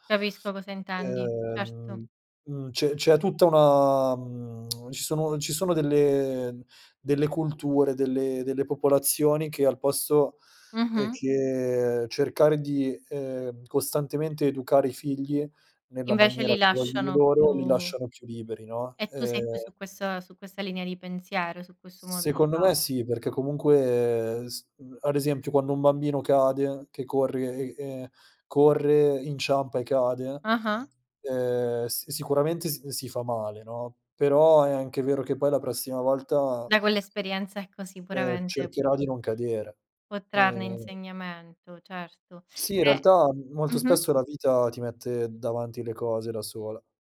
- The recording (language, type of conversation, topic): Italian, podcast, Raccontami di una volta in cui hai sbagliato e hai imparato molto?
- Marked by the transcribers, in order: lip smack; "corre" said as "corrie"; other background noise